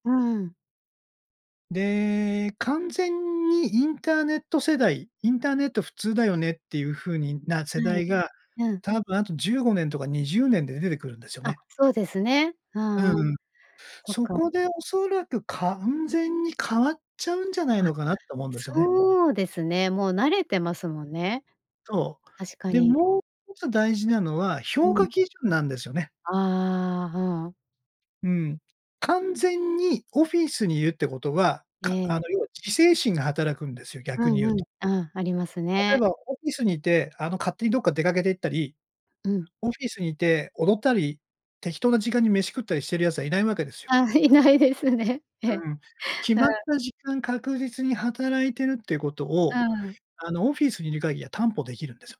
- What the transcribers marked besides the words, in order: laughing while speaking: "居ないですね"
- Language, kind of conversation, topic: Japanese, podcast, これからのリモートワークは将来どのような形になっていくと思いますか？